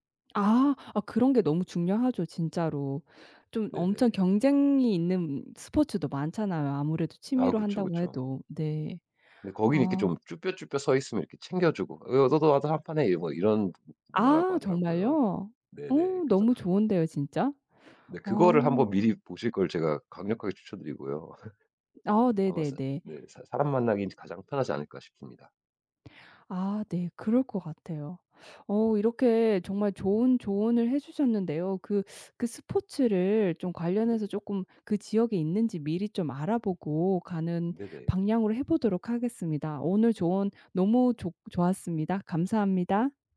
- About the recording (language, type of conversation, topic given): Korean, advice, 새 도시로 이사하면 잘 적응할 수 있을지, 외로워지지는 않을지 걱정될 때 어떻게 하면 좋을까요?
- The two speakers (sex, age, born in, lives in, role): female, 30-34, South Korea, United States, user; male, 35-39, United States, United States, advisor
- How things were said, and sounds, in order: laugh; other background noise